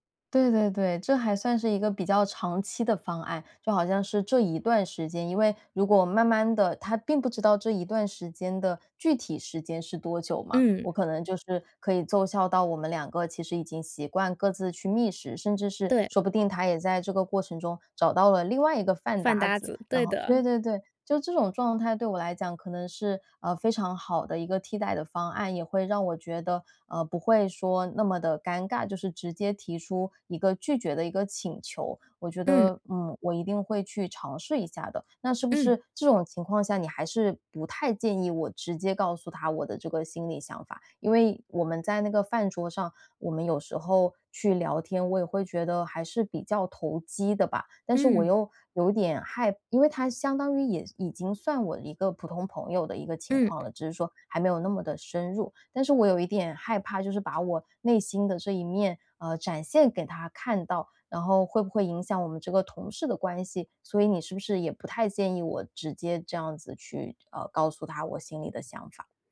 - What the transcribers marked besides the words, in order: tapping
- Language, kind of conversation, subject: Chinese, advice, 如何在不伤害感情的情况下对朋友说不？